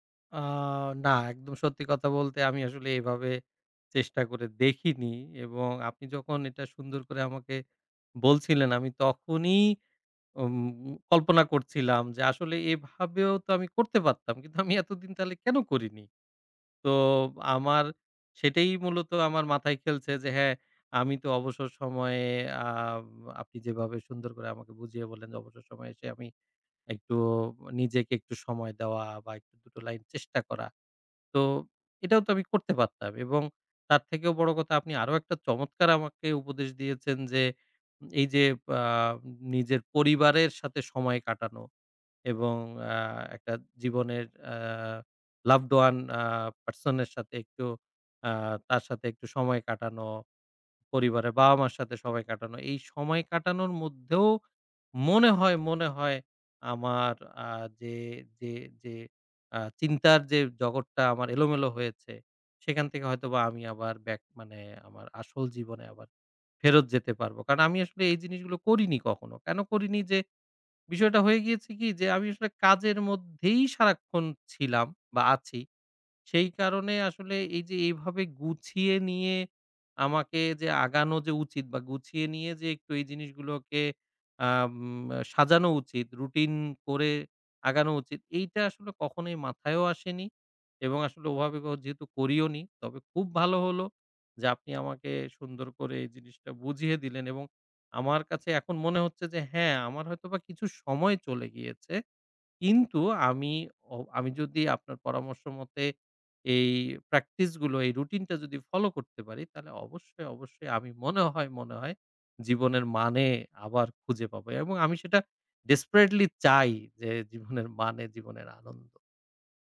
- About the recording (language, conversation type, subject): Bengali, advice, জীবনের বাধ্যবাধকতা ও কাজের চাপের মধ্যে ব্যক্তিগত লক্ষ্যগুলোর সঙ্গে কীভাবে সামঞ্জস্য করবেন?
- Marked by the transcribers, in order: laughing while speaking: "আমি এতদিন তাহলে কেন"; laughing while speaking: "জীবনের মানে"